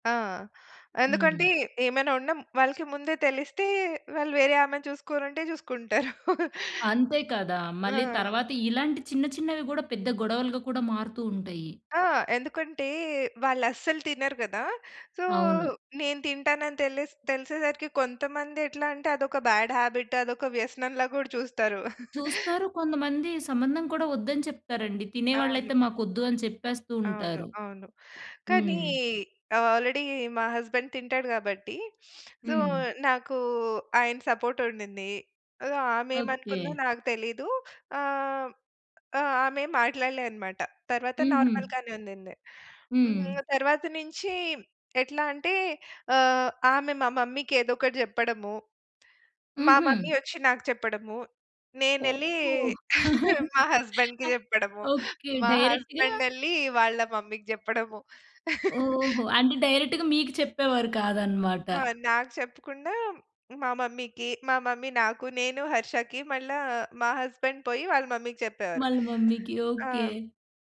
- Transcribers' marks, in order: chuckle; in English: "సో"; in English: "బ్యాడ్ హాబిట్"; chuckle; in English: "ఆల్రెడీ"; in English: "హస్బెండ్"; sniff; in English: "సో"; drawn out: "నాకూ"; in English: "నార్మల్‌గానే"; "నుంచి" said as "నించీం"; in English: "మమ్మీ"; chuckle; in English: "హస్బెండ్‌కి"; in English: "డైరెక్ట్‌గా"; in English: "మమ్మీ‌కి"; chuckle; in English: "డైరెక్ట్‌గా"; in English: "మమ్మీకి"; in English: "మమ్మీ"; in English: "హస్బెండ్"; in English: "మమ్మీకి"; in English: "మమ్మీకి"
- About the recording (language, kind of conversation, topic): Telugu, podcast, అత్తా‑మామలతో మంచి సంబంధం ఉండేందుకు మీరు సాధారణంగా ఏమి చేస్తారు?